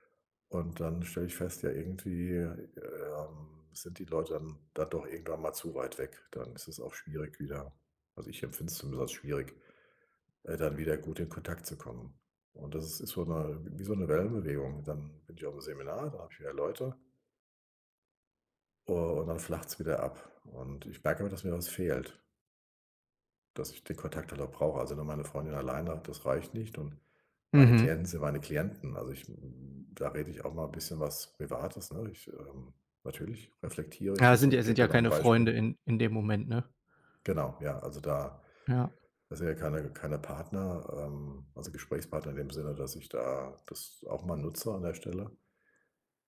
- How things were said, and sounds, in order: other background noise; other noise
- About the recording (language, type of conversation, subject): German, advice, Wie kann ich mit Einsamkeit trotz Arbeit und Alltag besser umgehen?